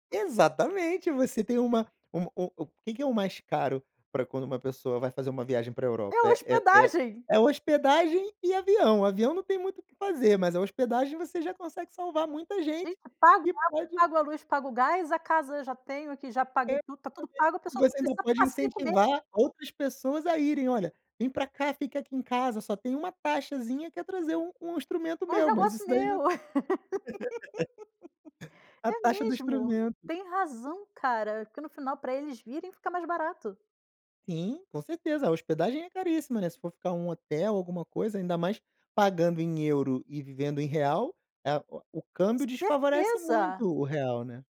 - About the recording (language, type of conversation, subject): Portuguese, advice, Como lidar com o acúmulo de objetos depois de uma mudança ou de morar em um espaço apertado?
- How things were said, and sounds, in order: unintelligible speech; laugh; unintelligible speech; laugh; tapping